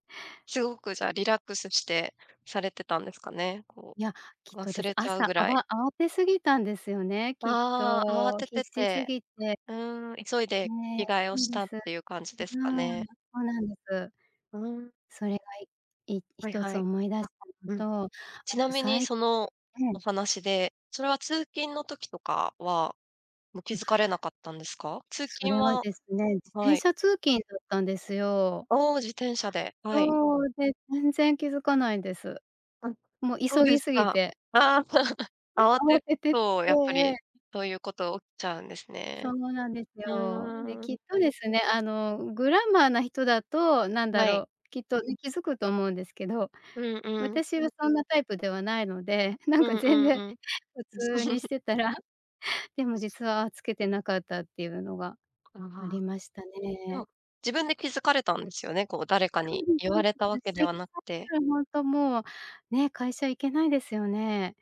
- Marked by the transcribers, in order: "すごく" said as "しゅごく"; laugh; laughing while speaking: "なんか全然普通にしてたら"; chuckle
- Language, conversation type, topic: Japanese, podcast, 服の失敗談、何かある？